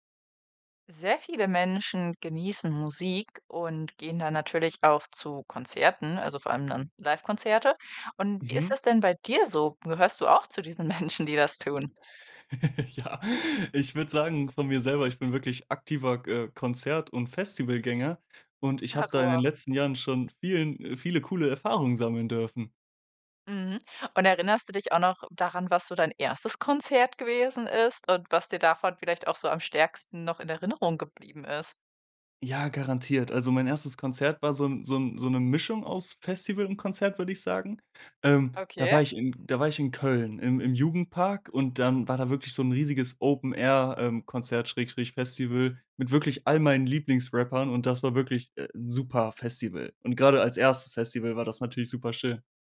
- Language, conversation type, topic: German, podcast, Woran erinnerst du dich, wenn du an dein erstes Konzert zurückdenkst?
- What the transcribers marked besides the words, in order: laughing while speaking: "Menschen"; giggle; laughing while speaking: "Ja"